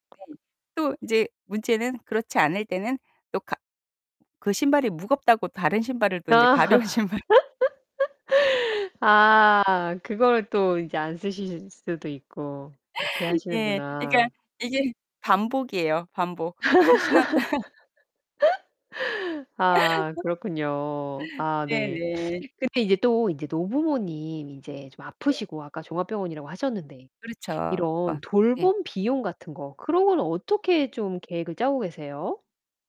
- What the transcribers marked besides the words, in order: distorted speech; laughing while speaking: "가벼운 신발"; laugh; laugh; laughing while speaking: "신었다"; unintelligible speech
- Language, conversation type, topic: Korean, podcast, 노부모를 돌볼 때 가장 신경 쓰이는 부분은 무엇인가요?